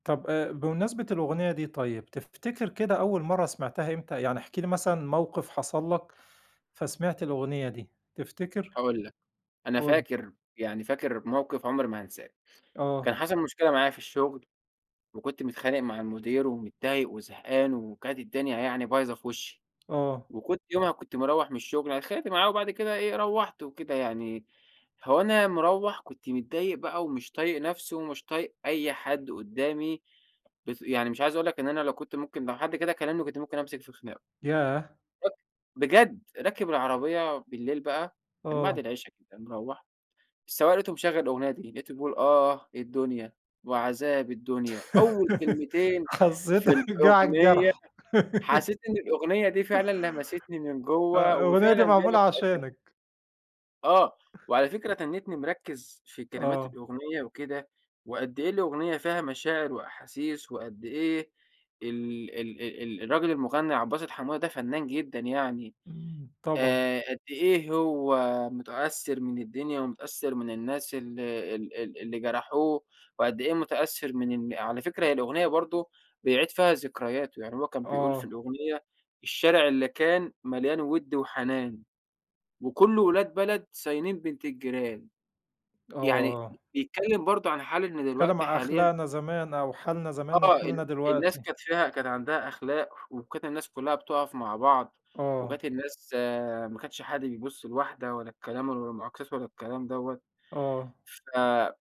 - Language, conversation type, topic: Arabic, podcast, إزاي بتستخدم الموسيقى لما تكون زعلان؟
- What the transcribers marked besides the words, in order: other background noise; tapping; giggle; laughing while speaking: "حظّيت جَه على الجرح"; giggle; unintelligible speech; chuckle